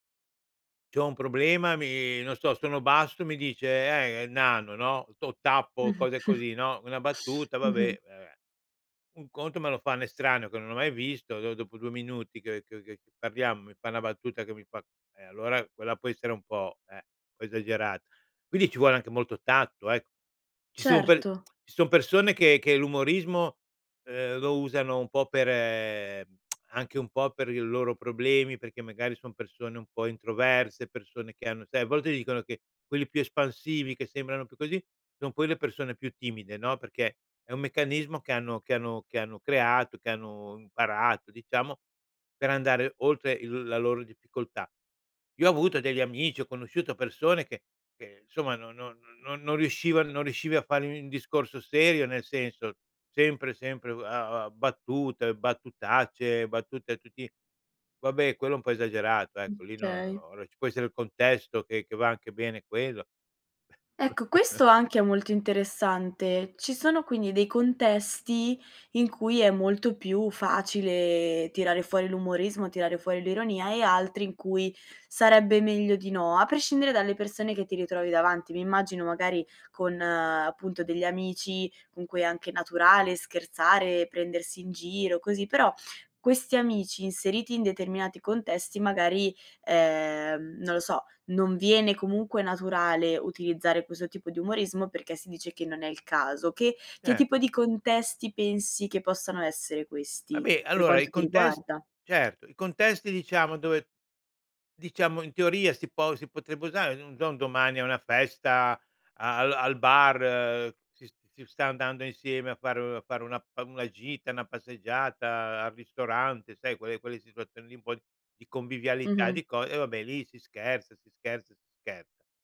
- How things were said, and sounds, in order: chuckle; tongue click; tongue click; chuckle
- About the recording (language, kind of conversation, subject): Italian, podcast, Che ruolo ha l’umorismo quando vuoi creare un legame con qualcuno?